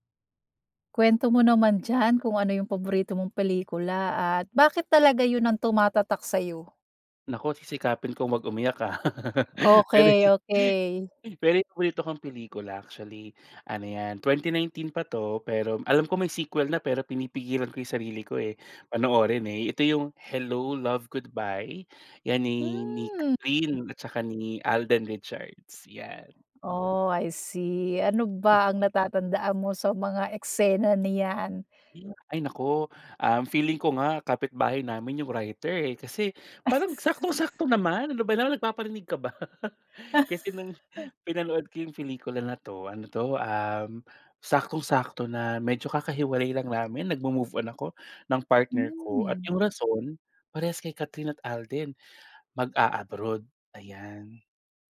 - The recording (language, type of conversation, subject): Filipino, podcast, Ano ang paborito mong pelikula, at bakit ito tumatak sa’yo?
- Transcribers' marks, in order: tapping; other background noise; laugh; gasp; laugh; gasp; laugh